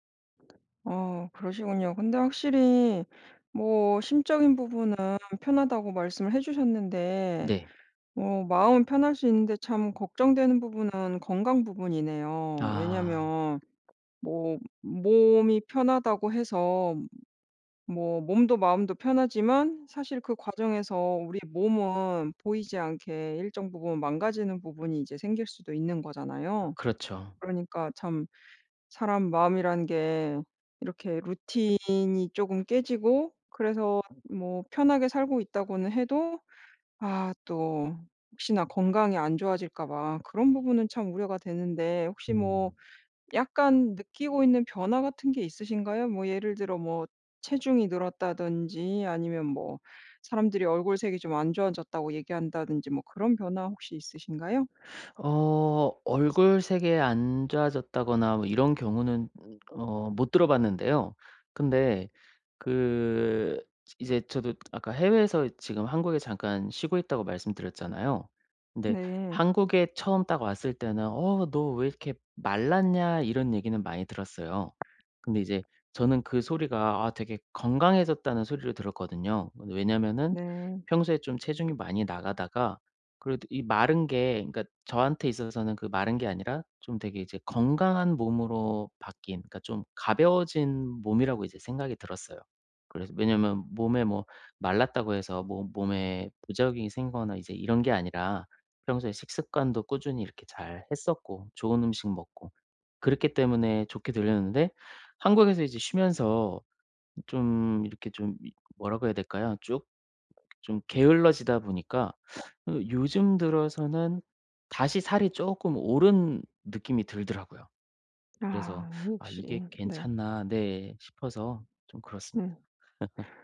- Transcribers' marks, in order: other background noise; tapping; laugh
- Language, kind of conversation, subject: Korean, advice, 일상 루틴을 꾸준히 유지하려면 무엇부터 시작하는 것이 좋을까요?
- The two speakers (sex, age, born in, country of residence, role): female, 35-39, South Korea, France, advisor; male, 40-44, South Korea, Germany, user